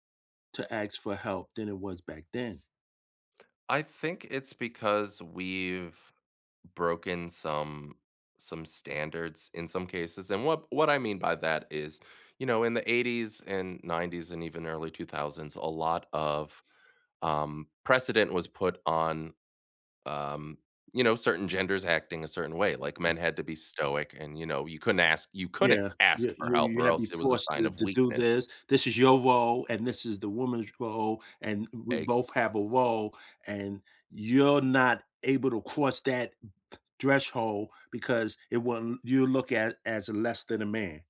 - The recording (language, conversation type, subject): English, unstructured, How do you ask for help when you need it?
- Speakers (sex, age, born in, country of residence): male, 35-39, United States, United States; male, 50-54, United States, United States
- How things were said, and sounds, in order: other background noise